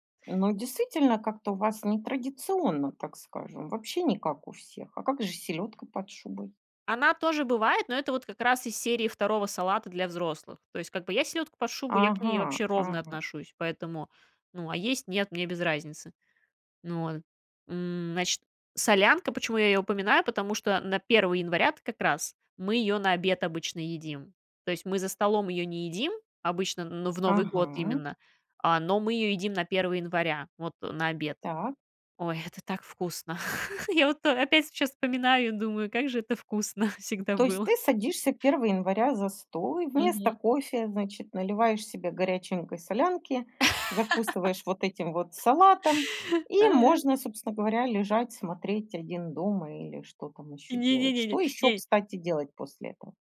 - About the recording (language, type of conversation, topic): Russian, podcast, Как ваша семья отмечает Новый год и есть ли у вас особые ритуалы?
- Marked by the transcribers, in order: chuckle; laughing while speaking: "Я вот то опять сейчас … вкусно всегда было"; laugh